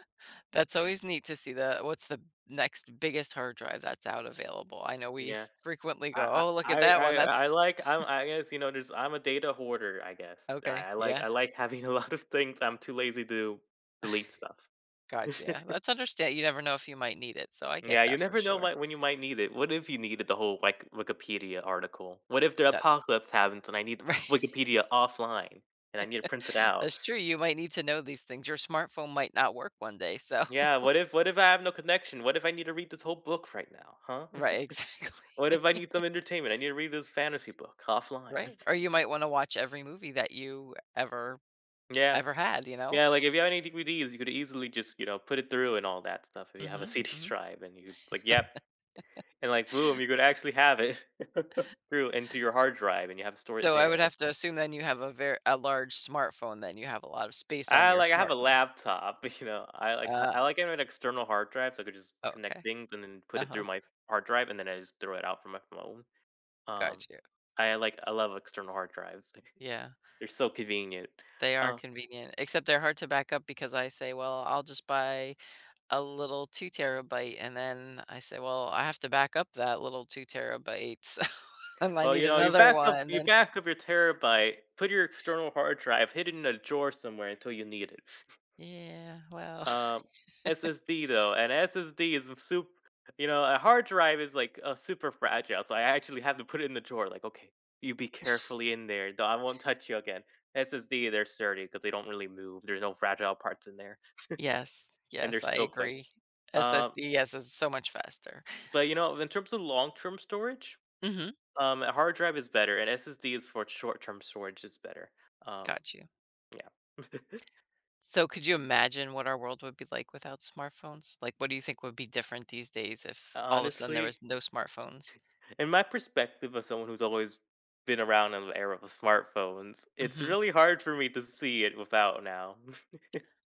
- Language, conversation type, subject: English, unstructured, How have smartphones changed the world?
- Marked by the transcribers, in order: chuckle; laughing while speaking: "having a lot of things"; chuckle; laughing while speaking: "Right"; laugh; laughing while speaking: "so"; other background noise; laughing while speaking: "exactly"; chuckle; laugh; chuckle; laughing while speaking: "CD"; chuckle; laughing while speaking: "you"; laughing while speaking: "so I might need another one then"; chuckle; tapping; chuckle; chuckle; chuckle; chuckle; chuckle; chuckle